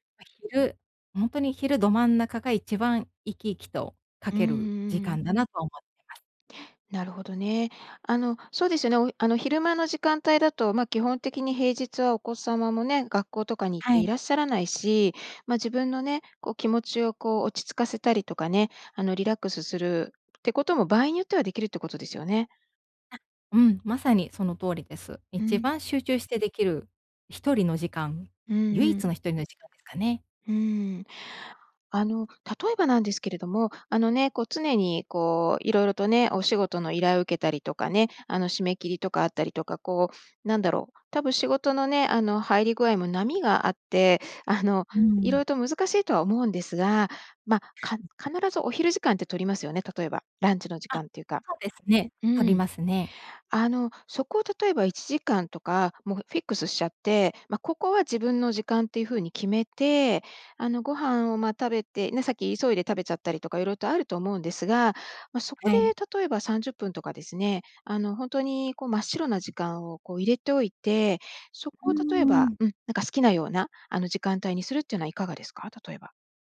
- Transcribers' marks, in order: other noise
- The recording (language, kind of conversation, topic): Japanese, advice, 創作の時間を定期的に確保するにはどうすればいいですか？